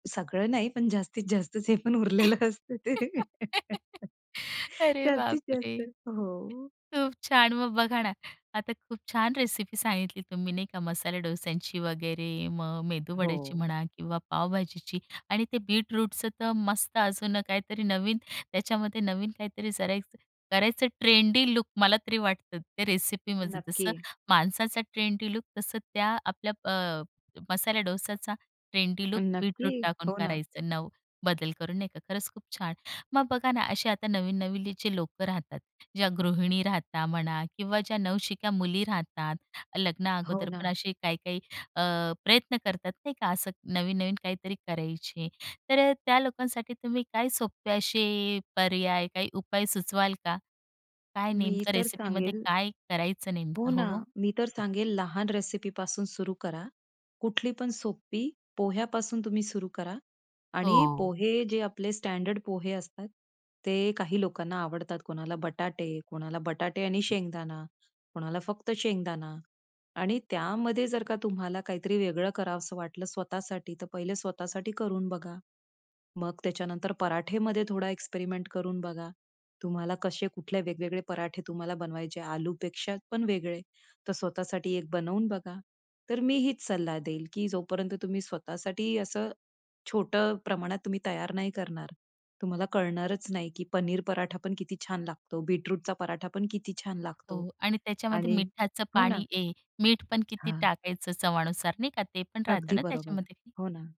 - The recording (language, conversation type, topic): Marathi, podcast, कुटुंबातील पारंपरिक रेसिपी कोणती आहे आणि ती तुम्हाला का खास वाटते?
- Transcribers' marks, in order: laugh; other background noise; laugh; whistle; tapping